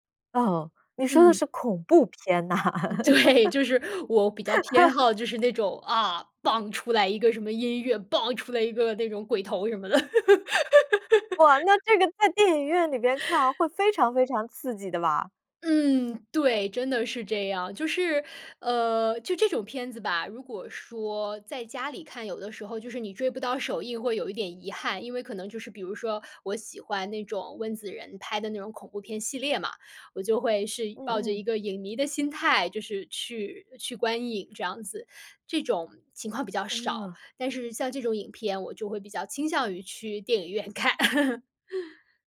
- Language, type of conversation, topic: Chinese, podcast, 你更喜欢在电影院观影还是在家观影？
- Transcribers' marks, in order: laughing while speaking: "对"; laugh; giggle; joyful: "哇，那这个在电影院里边看，会非常非常刺激的吧？"; laugh